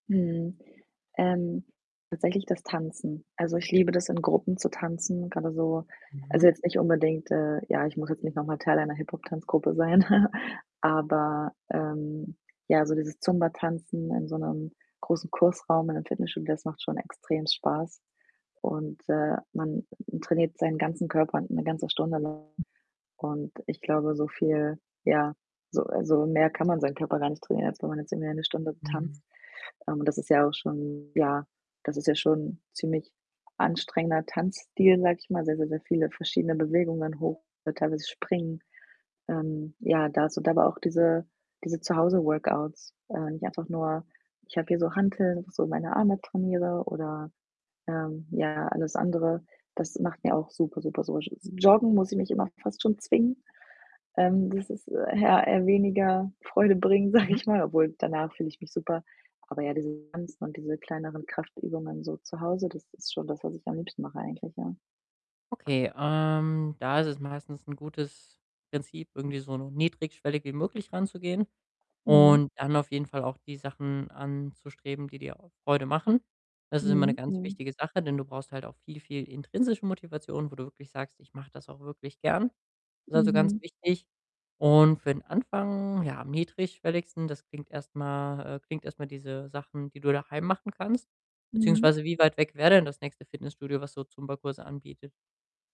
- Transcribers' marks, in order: static; other background noise; chuckle; distorted speech; laughing while speaking: "sage"
- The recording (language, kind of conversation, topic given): German, advice, Wie kann ich meine Motivation fürs Training wiederfinden und langfristig dranbleiben?